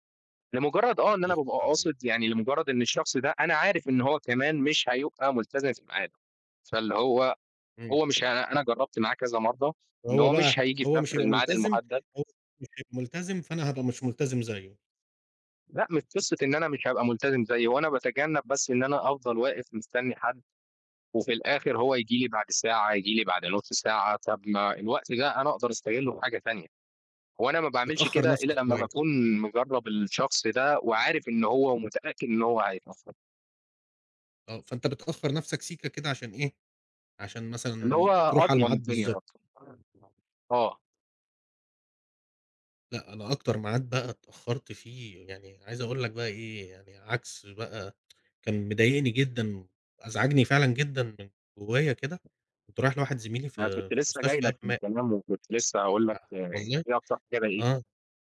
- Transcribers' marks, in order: other background noise; unintelligible speech; unintelligible speech; unintelligible speech
- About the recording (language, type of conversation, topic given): Arabic, unstructured, ليه بيضايقك إن الناس بتتأخر عن المواعيد؟